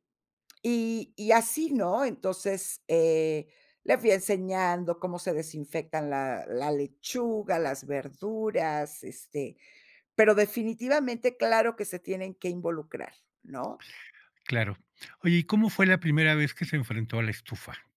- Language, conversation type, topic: Spanish, podcast, ¿Cómo involucras a los niños en la cocina para que cocinar sea un acto de cuidado?
- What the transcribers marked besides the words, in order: none